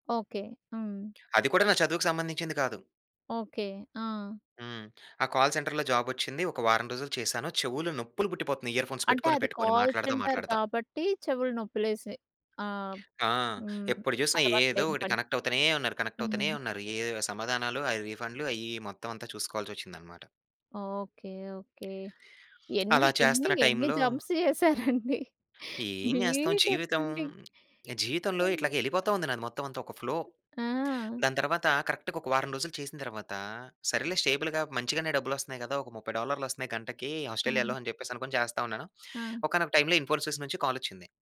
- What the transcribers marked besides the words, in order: in English: "కాల్ సెంటర్‌లో"; in English: "ఇయర్ ఫోన్స్"; in English: "కాల్ సెంటర్"; tapping; in English: "జంప్స్"; chuckle; in English: "బీటెక్"; in English: "ఫ్లో"; in English: "కరెక్ట్‌గా"; in English: "స్టేబుల్‌గా"; in English: "ఇన్‌ఫోసిస్"; in English: "కాల్"
- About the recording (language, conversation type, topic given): Telugu, podcast, నీవు అనుకున్న దారిని వదిలి కొత్త దారిని ఎప్పుడు ఎంచుకున్నావు?